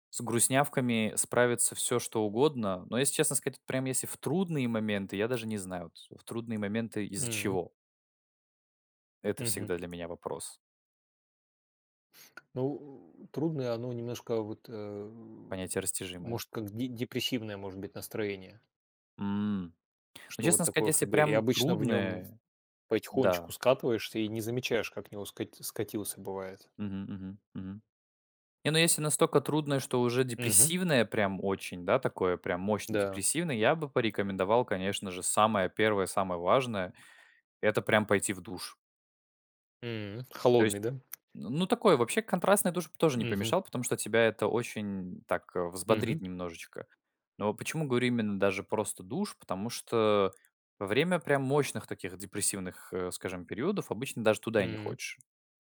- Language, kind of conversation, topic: Russian, unstructured, Что помогает вам поднять настроение в трудные моменты?
- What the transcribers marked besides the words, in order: tapping; other background noise